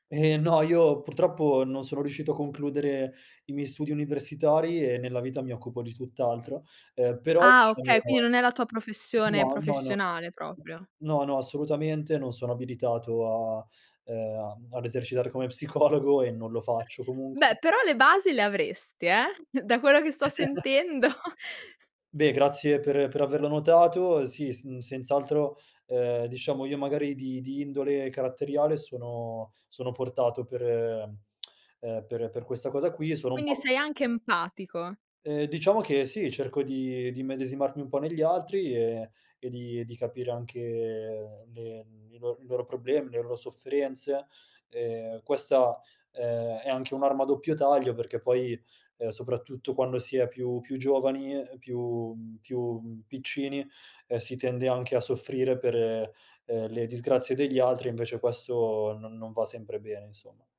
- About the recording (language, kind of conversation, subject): Italian, podcast, Che ruolo ha l'ascolto nel creare fiducia?
- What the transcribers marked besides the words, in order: other background noise; laughing while speaking: "psicologo"; chuckle; laughing while speaking: "sentendo"; chuckle; tsk